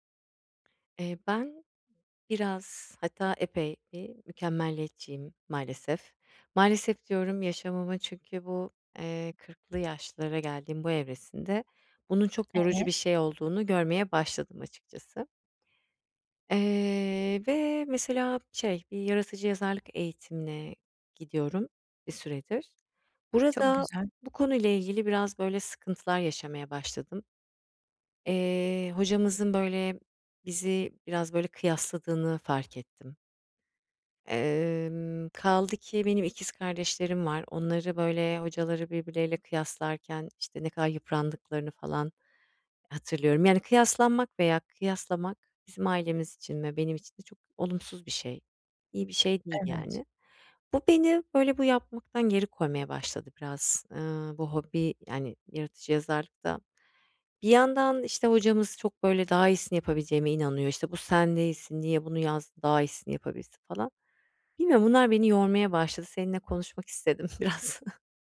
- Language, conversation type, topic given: Turkish, advice, Mükemmeliyetçilik ve kıyaslama hobilerimi engelliyorsa bunu nasıl aşabilirim?
- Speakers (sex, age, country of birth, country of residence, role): female, 30-34, Turkey, Germany, advisor; female, 40-44, Turkey, Spain, user
- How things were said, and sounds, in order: other background noise; tapping; laughing while speaking: "biraz"